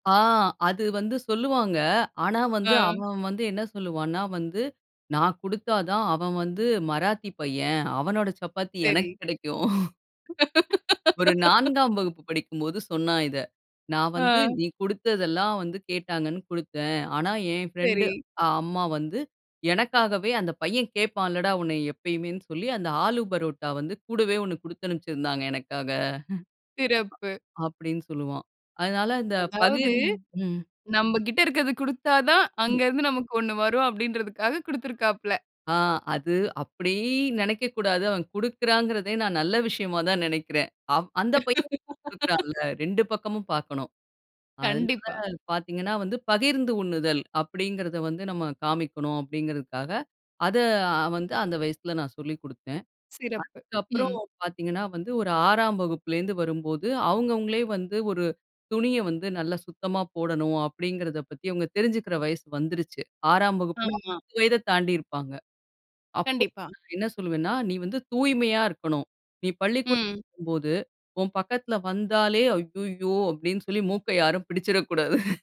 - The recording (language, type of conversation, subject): Tamil, podcast, பிள்ளைகளுக்கு முதலில் எந்த மதிப்புகளை கற்றுக்கொடுக்க வேண்டும்?
- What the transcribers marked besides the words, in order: chuckle; laugh; other noise; drawn out: "அப்படீ"; other background noise; laugh; laughing while speaking: "பிடிச்சிரக்கூடாது"